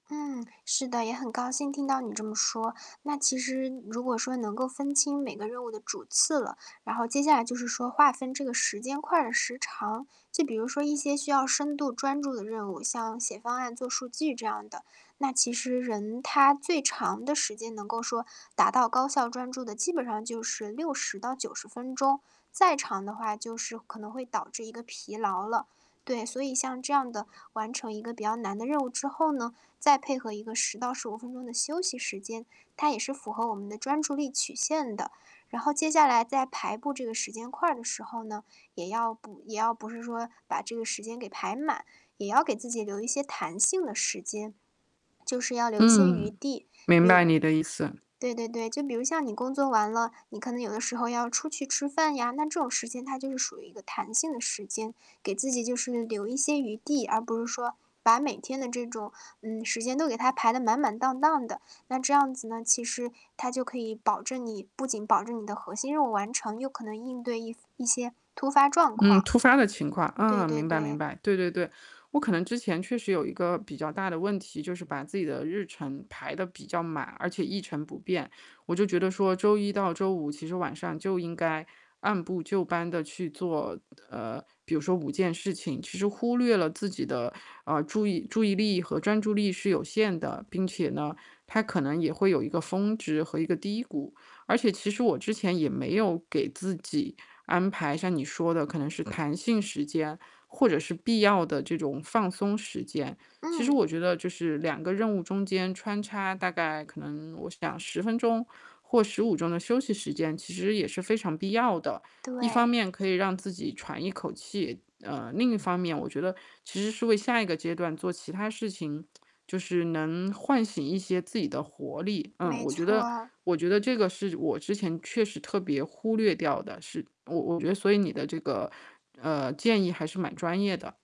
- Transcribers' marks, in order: static; distorted speech; swallow
- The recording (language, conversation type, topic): Chinese, advice, 我该如何用时间块更好地管理日程？